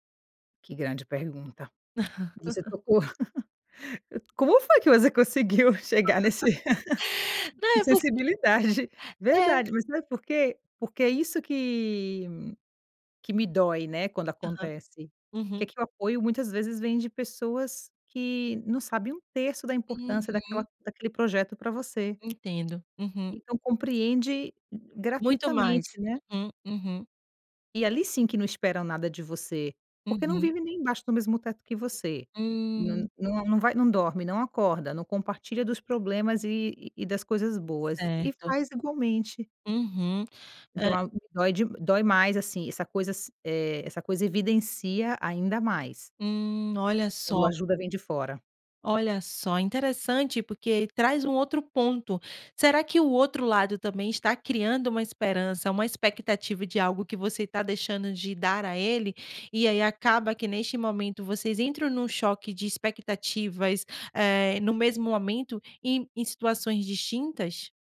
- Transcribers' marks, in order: laugh; laughing while speaking: "você conseguiu chegar nesse"; laugh; tapping; other background noise
- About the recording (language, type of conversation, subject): Portuguese, podcast, Como lidar quando o apoio esperado não aparece?